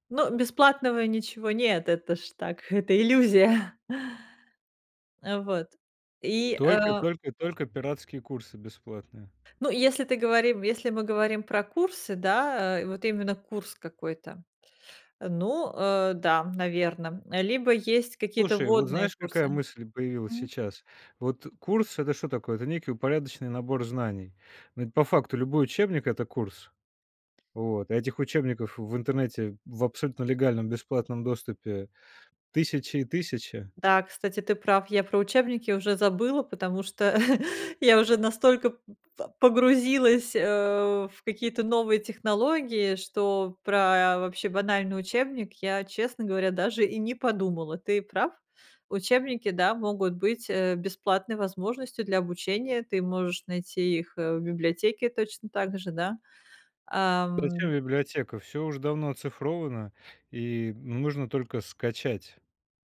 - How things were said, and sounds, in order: laughing while speaking: "это иллюзия!"; chuckle; other background noise; tapping; chuckle
- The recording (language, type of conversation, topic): Russian, podcast, Где искать бесплатные возможности для обучения?